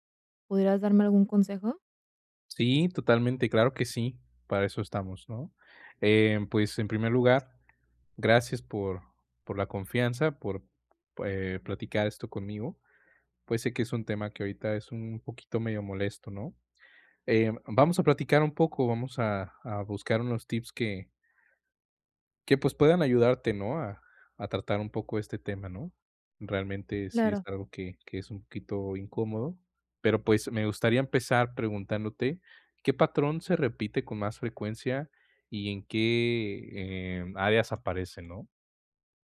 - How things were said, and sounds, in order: other background noise
- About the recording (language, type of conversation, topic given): Spanish, advice, ¿Cómo puedo dejar de repetir patrones de comportamiento dañinos en mi vida?